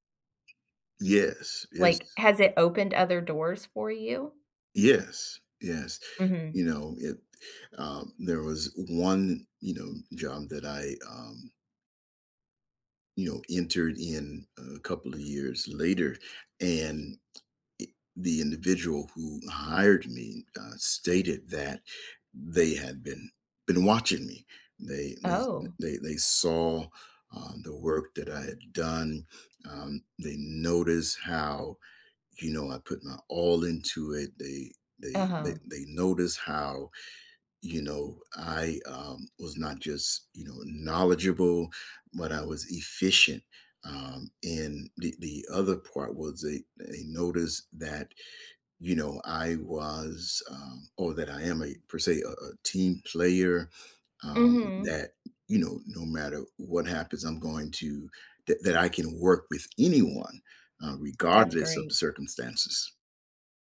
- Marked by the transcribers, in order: other background noise; tapping
- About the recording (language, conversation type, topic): English, unstructured, Have you ever felt overlooked for a promotion?